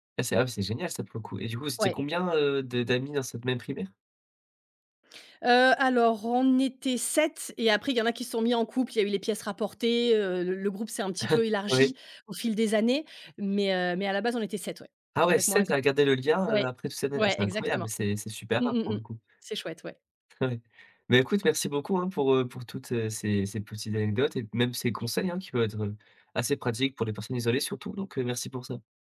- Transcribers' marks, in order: chuckle
- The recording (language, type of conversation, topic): French, podcast, Comment garder le lien quand tout le monde est débordé ?
- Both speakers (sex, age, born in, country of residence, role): female, 35-39, France, France, guest; male, 20-24, France, France, host